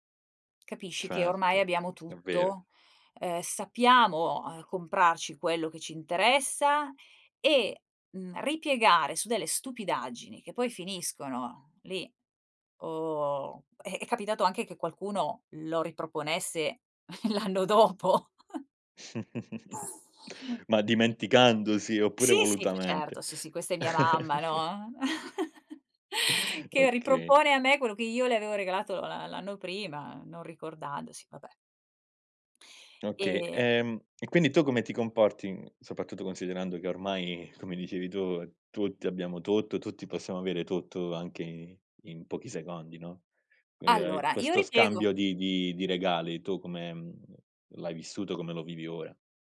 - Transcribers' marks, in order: drawn out: "o"; chuckle; laughing while speaking: "l'anno dopo"; chuckle; snort; chuckle
- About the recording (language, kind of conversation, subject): Italian, podcast, Qual è una tradizione di famiglia che ami e che ti va di raccontarmi?